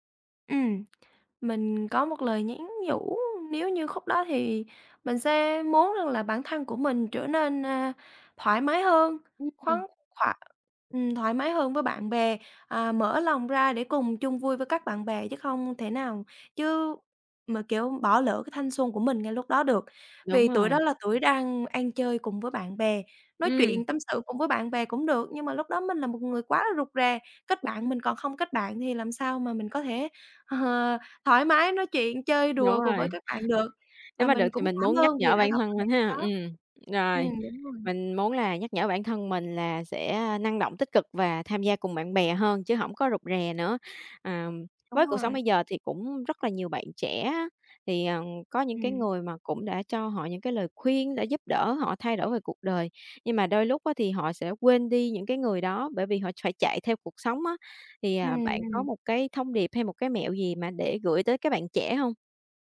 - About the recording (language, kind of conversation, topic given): Vietnamese, podcast, Bạn có thể kể về một người đã làm thay đổi cuộc đời bạn không?
- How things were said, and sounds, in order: other background noise; chuckle